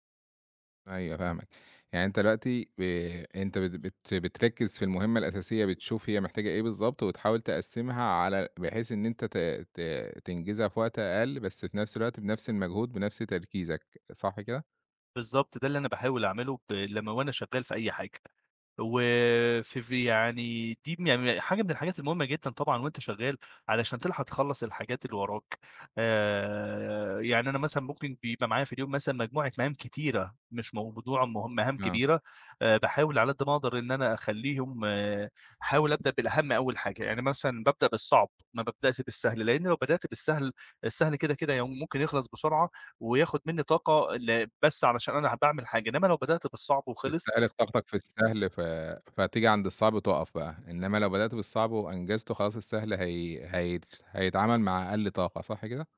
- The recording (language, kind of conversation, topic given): Arabic, podcast, إزاي بتقسّم المهام الكبيرة لخطوات صغيرة؟
- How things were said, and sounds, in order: tapping; background speech; other background noise